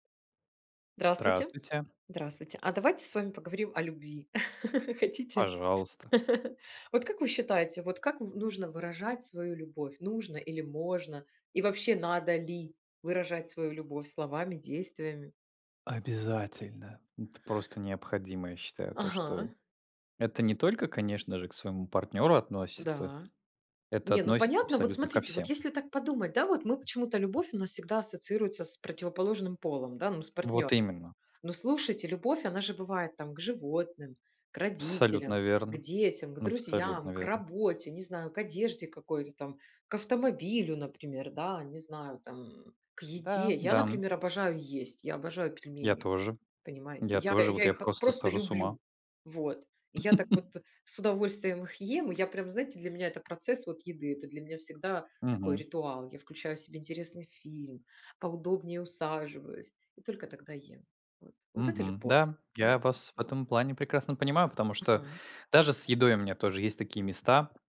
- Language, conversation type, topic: Russian, unstructured, Как выражать любовь словами и действиями?
- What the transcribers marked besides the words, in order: laugh; other background noise; laugh